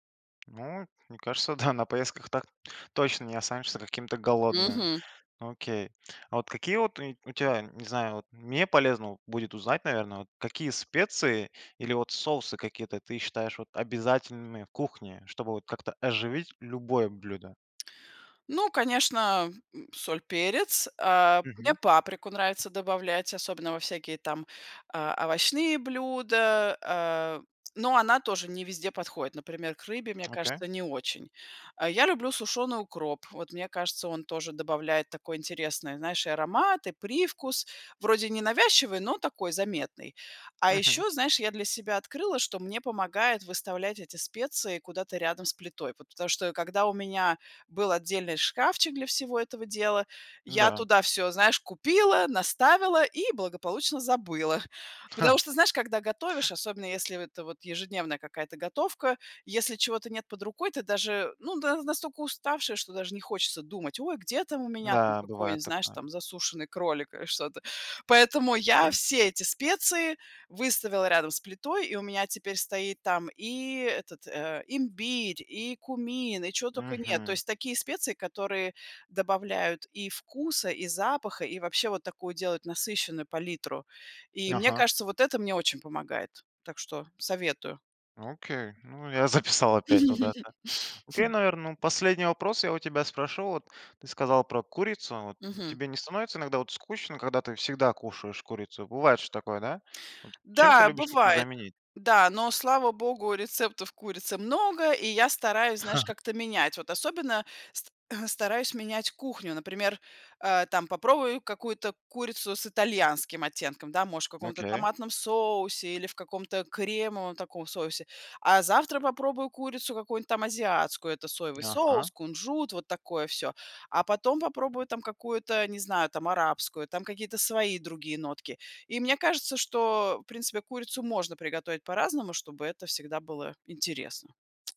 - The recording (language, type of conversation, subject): Russian, podcast, Как вы успеваете готовить вкусный ужин быстро?
- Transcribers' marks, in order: tapping; chuckle; other background noise; laugh; throat clearing